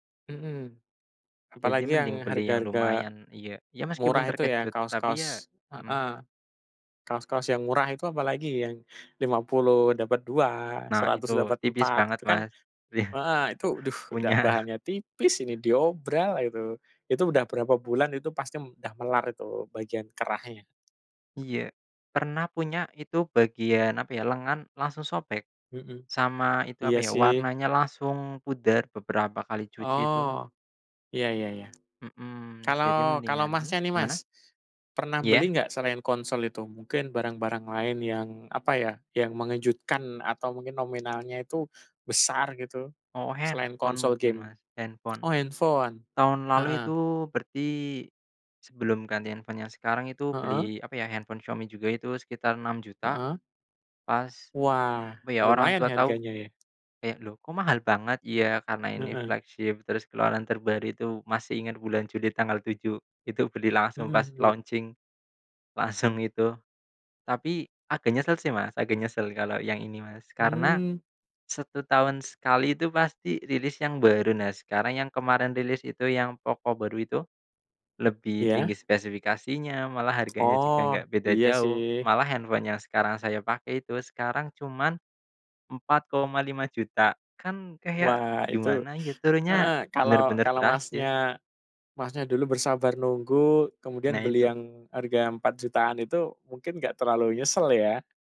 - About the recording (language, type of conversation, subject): Indonesian, unstructured, Apa hal paling mengejutkan yang pernah kamu beli?
- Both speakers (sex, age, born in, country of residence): male, 25-29, Indonesia, Indonesia; male, 40-44, Indonesia, Indonesia
- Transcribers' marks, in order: laughing while speaking: "Iya. Punya"; other background noise; tapping; in English: "flagship"; in English: "launching"